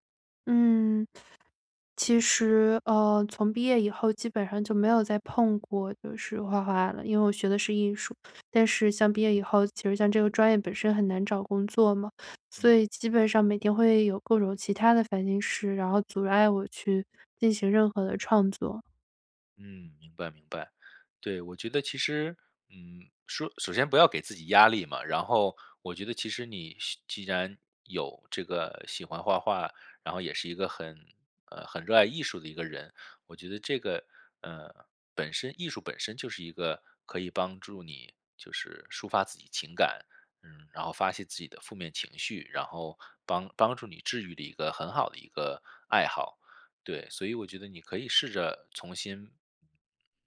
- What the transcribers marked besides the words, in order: none
- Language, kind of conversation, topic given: Chinese, advice, 为什么我无法重新找回对爱好和生活的兴趣？